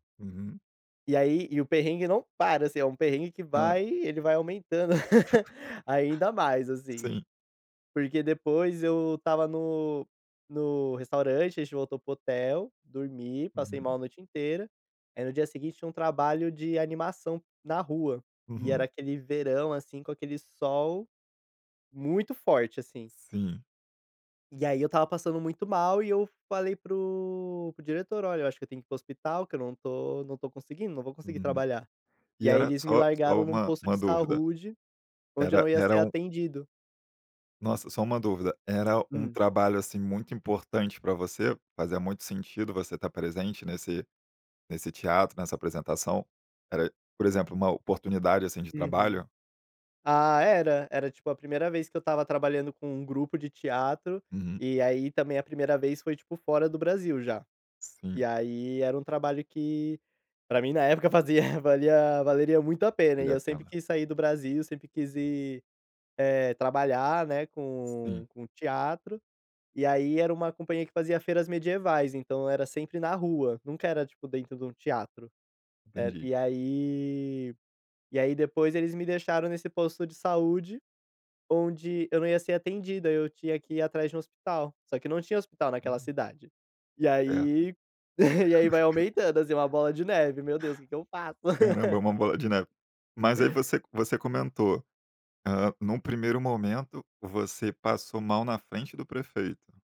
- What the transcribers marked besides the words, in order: chuckle; tapping; chuckle; chuckle
- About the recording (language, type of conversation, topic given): Portuguese, podcast, Você já passou por um perrengue grande e como conseguiu resolver?